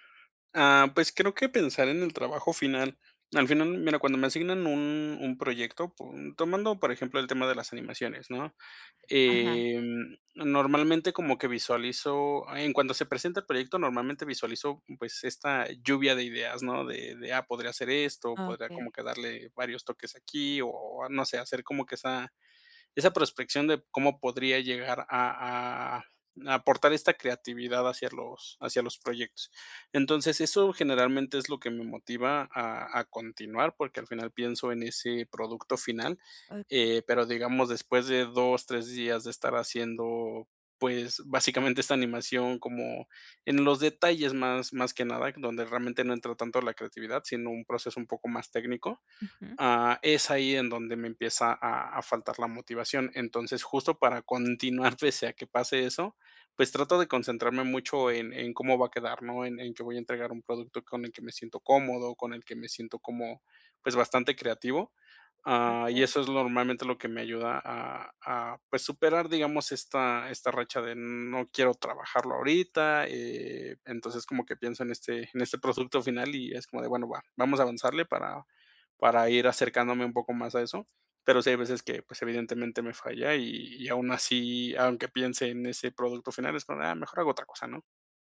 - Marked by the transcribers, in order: none
- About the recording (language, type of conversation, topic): Spanish, advice, ¿Cómo puedo mantenerme motivado cuando mi progreso se estanca?
- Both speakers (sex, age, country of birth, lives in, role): female, 25-29, Mexico, Mexico, advisor; male, 30-34, Mexico, Mexico, user